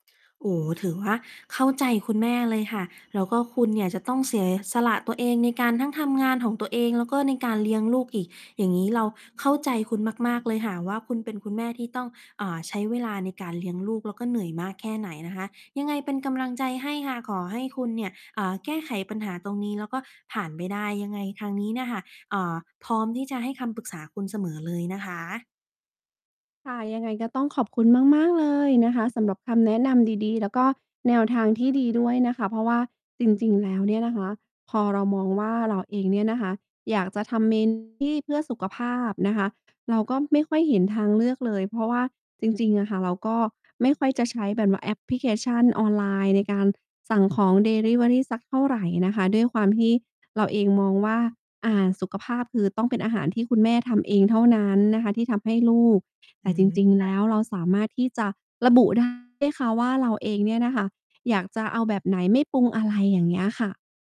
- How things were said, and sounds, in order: mechanical hum; distorted speech; tapping
- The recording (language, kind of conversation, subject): Thai, advice, ฉันจะจัดการอย่างไรเมื่อไม่มีเวลาเตรียมอาหารเพื่อสุขภาพระหว่างทำงาน?